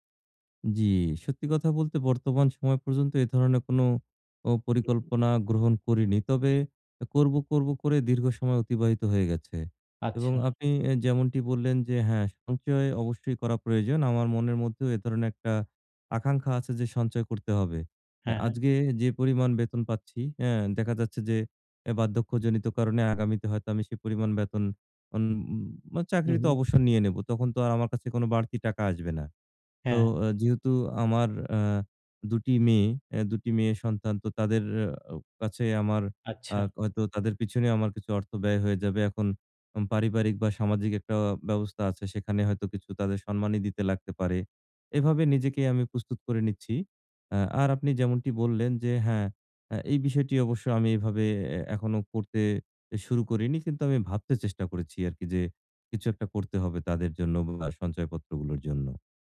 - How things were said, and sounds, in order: "আজকে" said as "আজগে"
- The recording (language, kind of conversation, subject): Bengali, advice, স্বল্পমেয়াদী আনন্দ বনাম দীর্ঘমেয়াদি সঞ্চয়